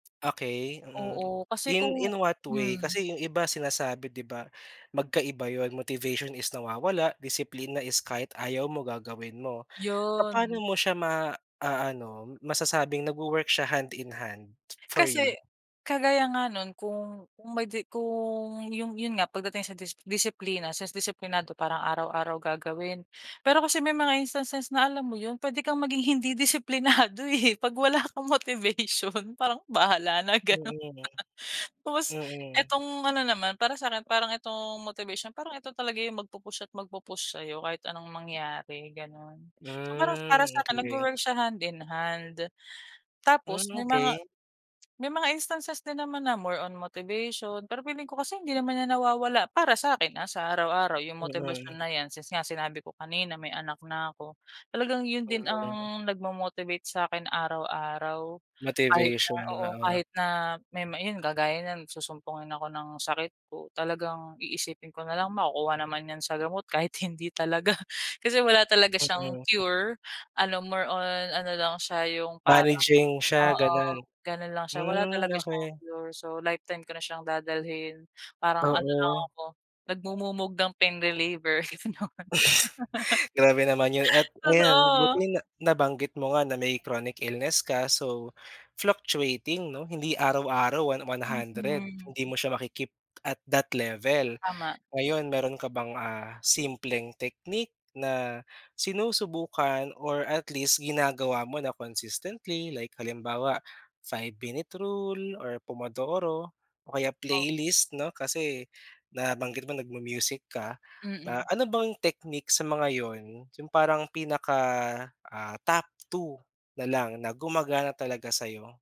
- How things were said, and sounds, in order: tapping; in English: "hand-in-hand, for you?"; laughing while speaking: "disiplinado, eh, 'pag wala kang motivation, parang, Bahala na, ganon"; laugh; in English: "hand-in-hand"; in English: "more on motivation"; laughing while speaking: "hindi talaga"; laugh; laughing while speaking: "Kasi naman"; laugh; in English: "chronic illness"
- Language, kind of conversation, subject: Filipino, podcast, Paano mo pinananatili ang motibasyon araw-araw kahit minsan tinatamad ka?